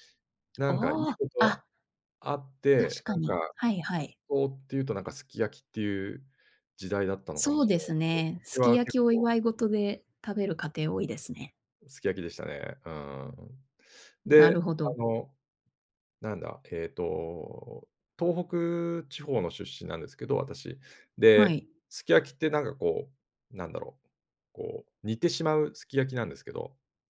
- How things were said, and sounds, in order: other background noise
- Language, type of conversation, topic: Japanese, podcast, 子どもの頃の食卓で一番好きだった料理は何ですか？